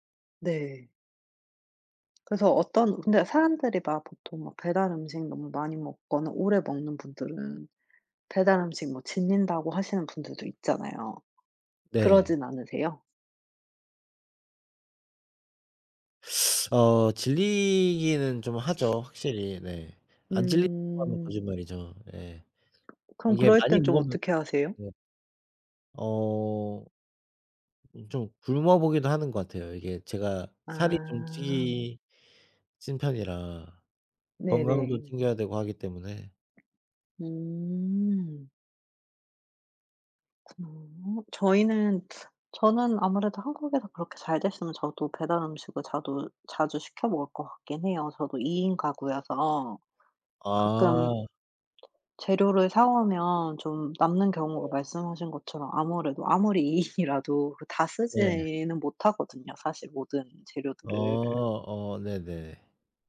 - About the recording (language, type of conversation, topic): Korean, unstructured, 음식 배달 서비스를 너무 자주 이용하는 것은 문제가 될까요?
- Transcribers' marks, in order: tapping; sniff; other background noise; laughing while speaking: "이인이라도"